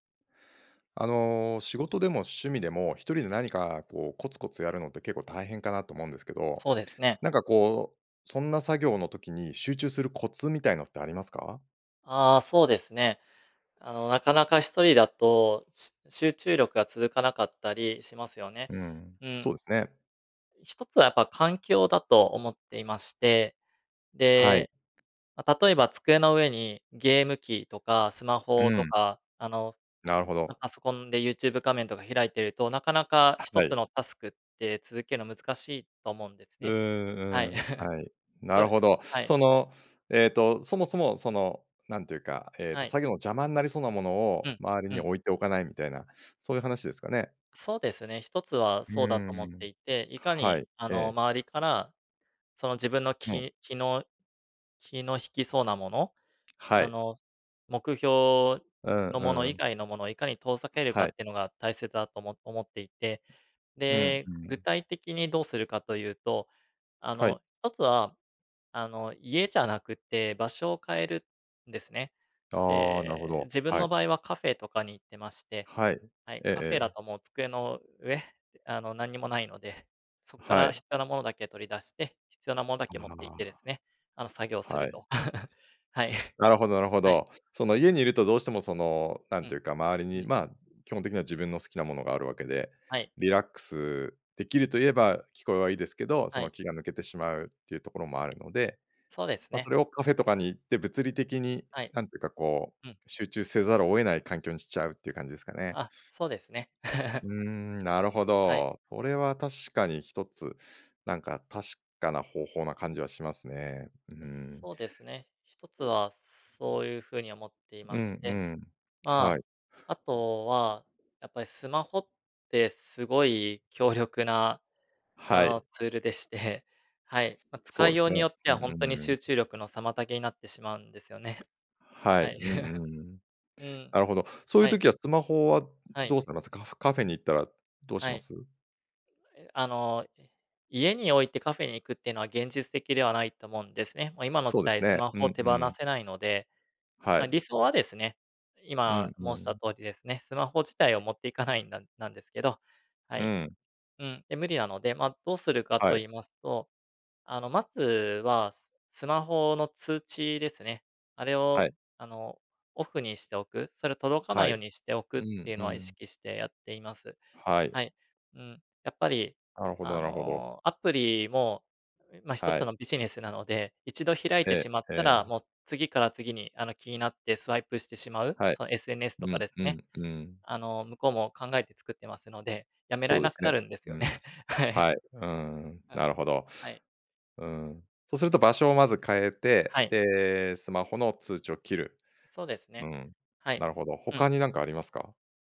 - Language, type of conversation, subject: Japanese, podcast, 一人で作業するときに集中するコツは何ですか？
- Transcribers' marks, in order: giggle; tapping; giggle; laughing while speaking: "はい"; giggle; chuckle; laughing while speaking: "はい"